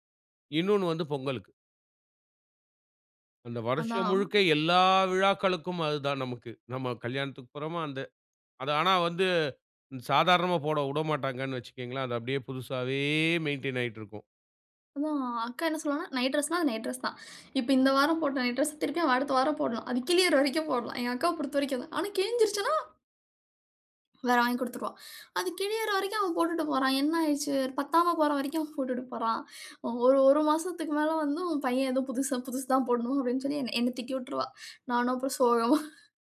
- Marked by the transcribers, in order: tapping; in English: "மெயின்டய்ன்"; in English: "நைட் டிரஸ்னா"; in English: "நைட் டிரஸ்னா"; in English: "நைட் டிரஸ்னா"; laughing while speaking: "அது கிழியற வரைக்கும் போடலாம். எங்க"; other background noise; laughing while speaking: "சோகமா"
- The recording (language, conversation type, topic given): Tamil, podcast, மினிமலிசம் உங்கள் நாளாந்த வாழ்க்கையை எவ்வாறு பாதிக்கிறது?